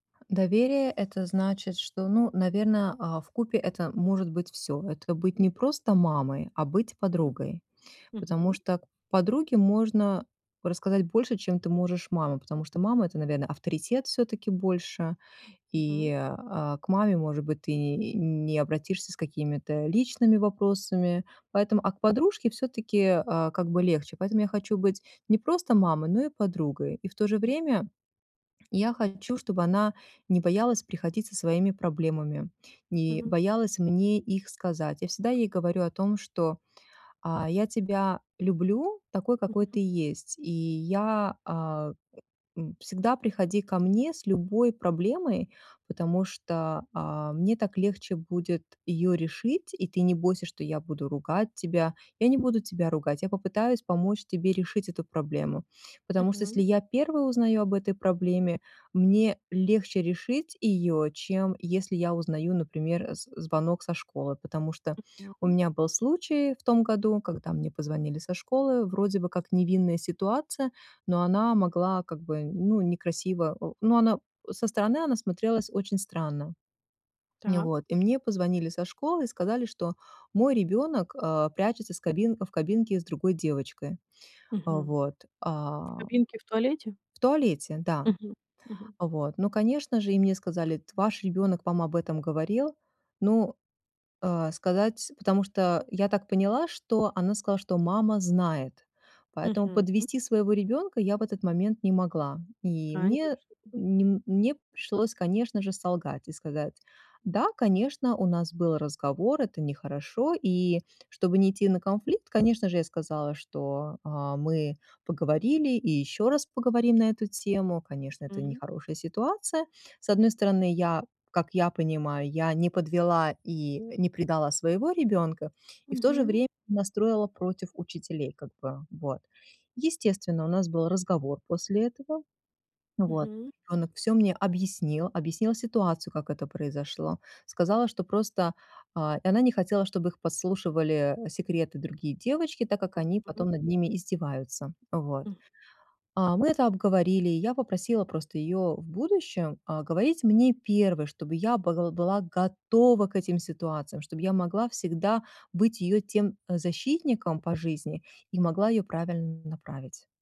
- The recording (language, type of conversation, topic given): Russian, advice, Как построить доверие в новых отношениях без спешки?
- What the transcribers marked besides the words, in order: tapping; other background noise; other noise